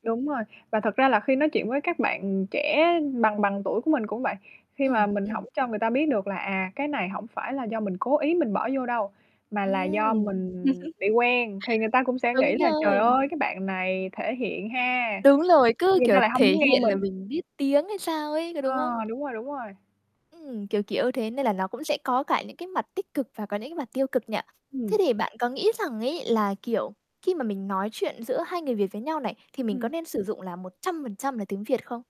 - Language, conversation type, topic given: Vietnamese, podcast, Ngôn ngữ mẹ đẻ ảnh hưởng đến cuộc sống của bạn như thế nào?
- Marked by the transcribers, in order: static; chuckle; background speech; tapping